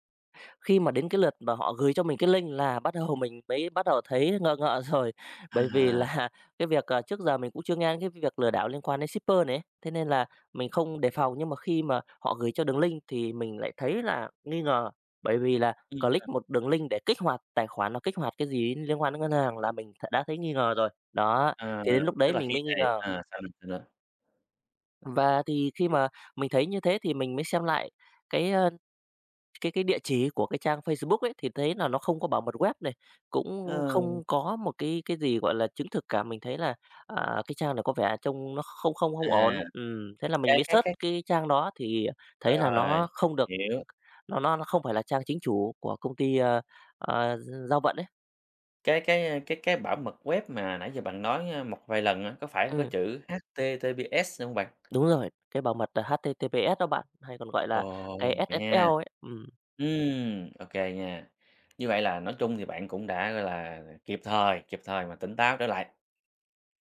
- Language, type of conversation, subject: Vietnamese, podcast, Bạn đã từng bị lừa đảo trên mạng chưa, bạn có thể kể lại câu chuyện của mình không?
- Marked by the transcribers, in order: in English: "link"; laughing while speaking: "rồi"; laughing while speaking: "là"; in English: "shipper"; in English: "link"; in English: "click"; in English: "link"; tapping; other background noise; in English: "search"; other noise